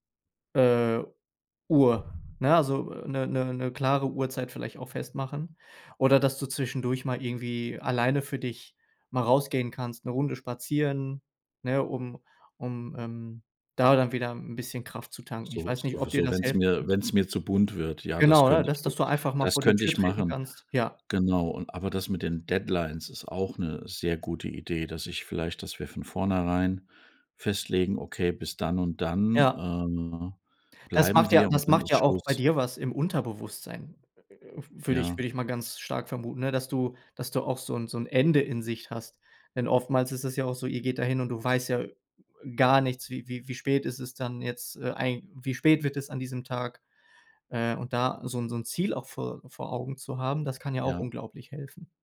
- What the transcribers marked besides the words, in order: other background noise; in English: "Deadlines"; drawn out: "äh"
- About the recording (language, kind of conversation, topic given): German, advice, Was kann ich tun, wenn mich die Urlaubs- und Feiertagsplanung mit Freunden stresst?
- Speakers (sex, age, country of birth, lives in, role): male, 30-34, Germany, Germany, advisor; male, 55-59, Germany, Germany, user